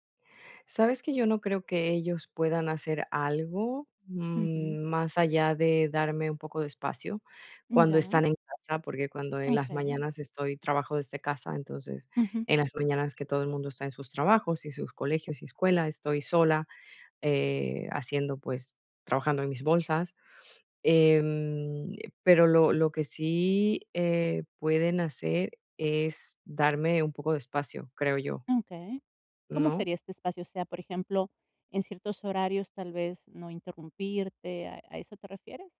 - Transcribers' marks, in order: none
- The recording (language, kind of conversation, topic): Spanish, advice, ¿Cómo puedo programar tiempo personal para crear sin sentirme culpable?
- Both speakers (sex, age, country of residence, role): female, 40-44, Italy, advisor; female, 40-44, Netherlands, user